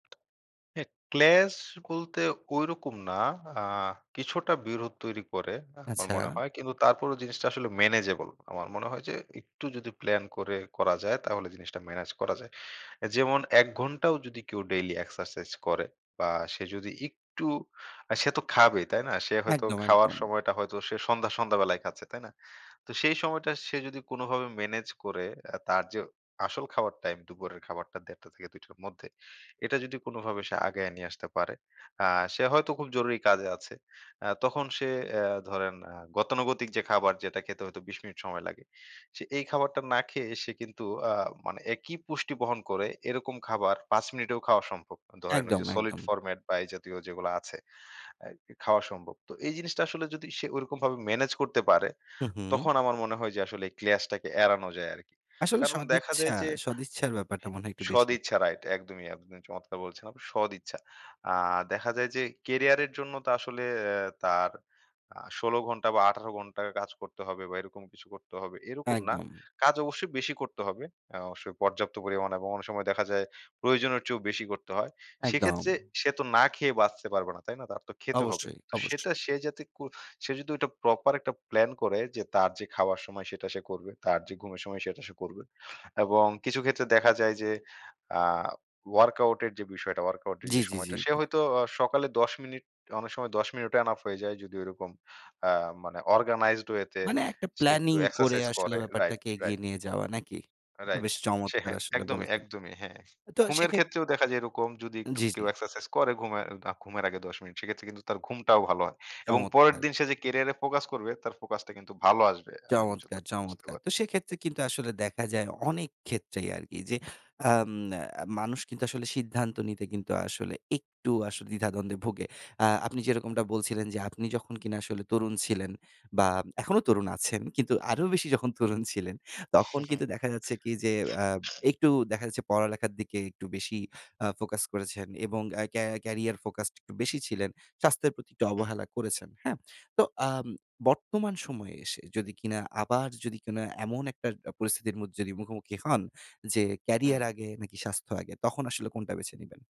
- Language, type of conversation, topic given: Bengali, podcast, স্বাস্থ্য ও ক্যারিয়ারের মধ্যে ভবিষ্যতে কোনটি বেশি গুরুত্বপূর্ণ বলে আপনি মনে করেন?
- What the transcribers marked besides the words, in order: tapping; "ক্লাশ" said as "ক্লাস"; in English: "সলিড ফরমেট"; "ক্লাশ" said as "ক্লাস"; in English: "প্রপার"; in English: "অর্গানাইজড ওয়ে"; other background noise